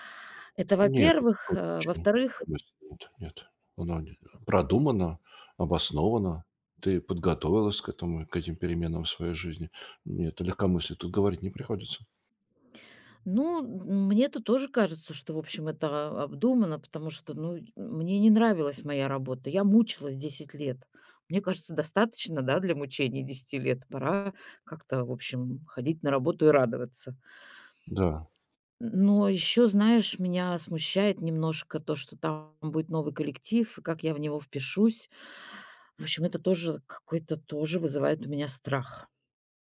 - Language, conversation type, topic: Russian, advice, Как решиться сменить профессию в середине жизни?
- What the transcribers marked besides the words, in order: tapping